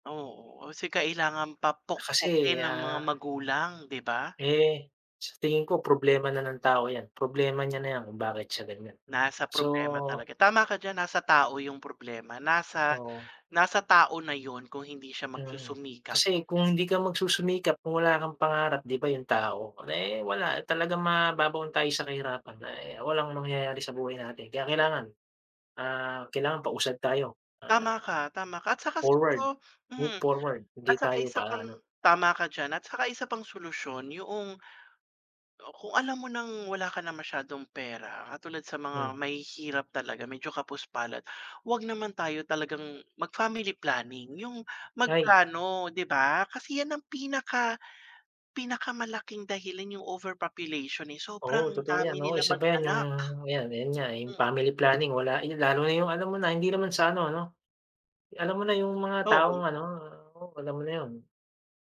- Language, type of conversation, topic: Filipino, unstructured, Paano nakaaapekto ang kahirapan sa buhay ng mga tao?
- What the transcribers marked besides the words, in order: other background noise; tapping; in English: "forward, move forward"